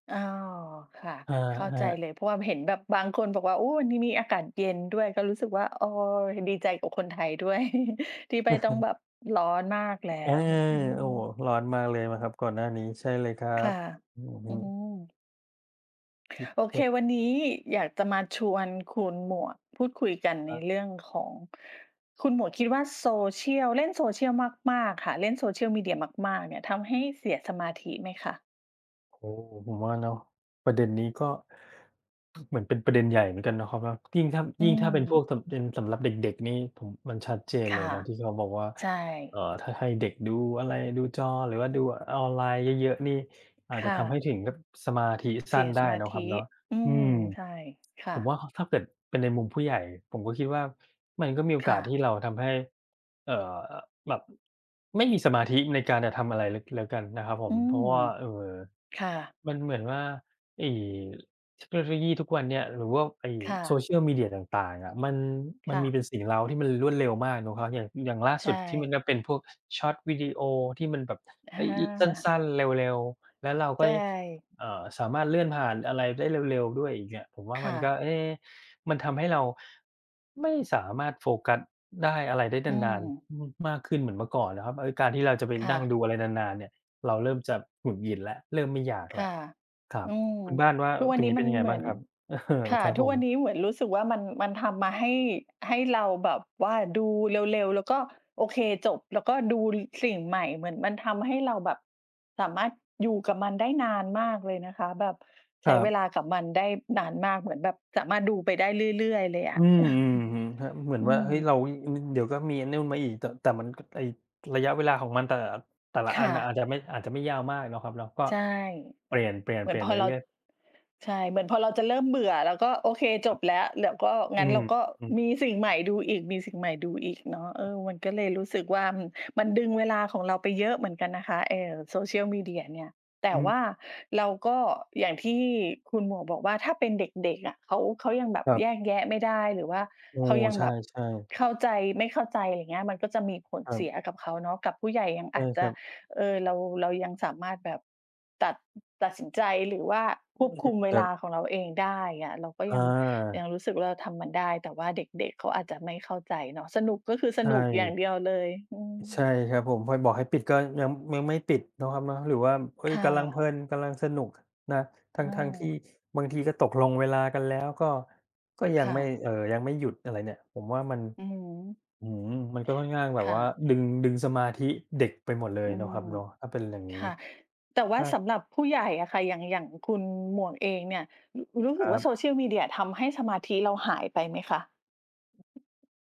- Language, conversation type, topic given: Thai, unstructured, คุณคิดว่าการใช้สื่อสังคมออนไลน์มากเกินไปทำให้เสียสมาธิไหม?
- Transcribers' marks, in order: chuckle; tapping; unintelligible speech; other background noise; in English: "ชอร์ตวิดีโอ"; laughing while speaking: "เออ"; chuckle